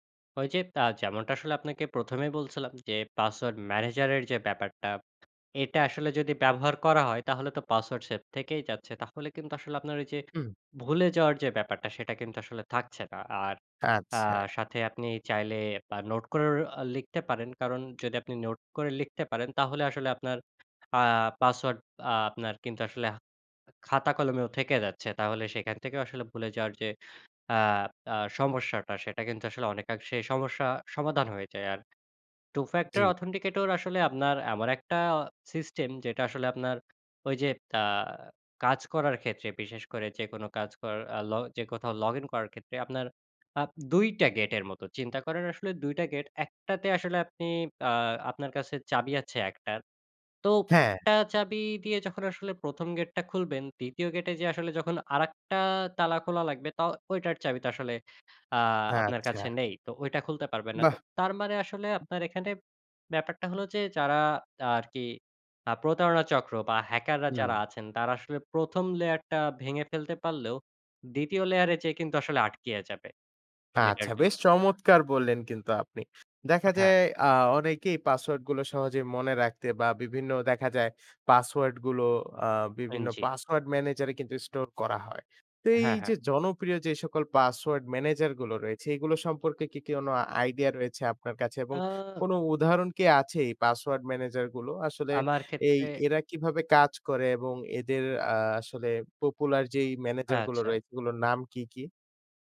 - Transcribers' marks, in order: "এমন" said as "এমর"; in English: "লেয়ার"; in English: "লেয়ার"; in English: "পপুলার"
- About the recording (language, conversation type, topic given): Bengali, podcast, পাসওয়ার্ড ও অনলাইন নিরাপত্তা বজায় রাখতে কী কী টিপস অনুসরণ করা উচিত?